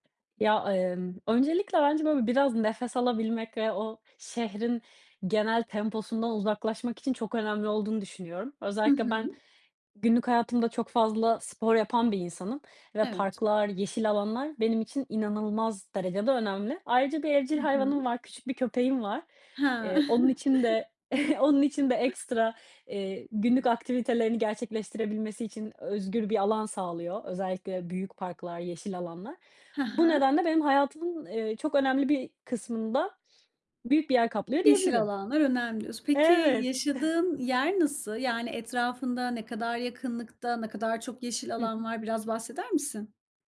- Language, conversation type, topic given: Turkish, podcast, Sence şehirde yeşil alanlar neden önemli?
- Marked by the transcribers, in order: other background noise; chuckle; unintelligible speech; chuckle